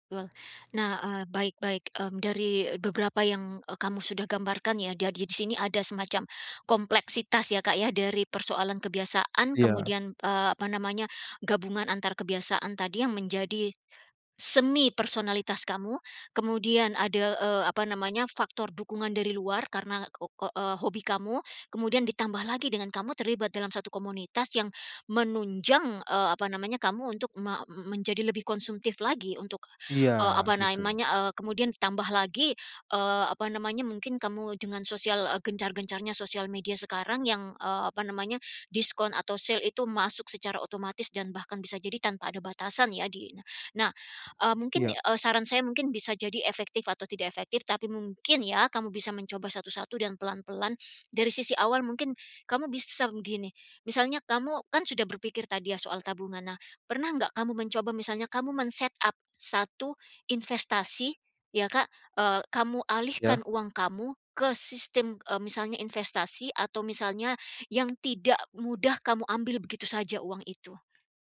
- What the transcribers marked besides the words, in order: other background noise; in English: "sale"; tapping; in English: "men-set up"
- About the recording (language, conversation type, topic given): Indonesian, advice, Bagaimana cara menahan diri saat ada diskon besar atau obral kilat?
- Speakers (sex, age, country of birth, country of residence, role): female, 45-49, Indonesia, United States, advisor; male, 35-39, Indonesia, Indonesia, user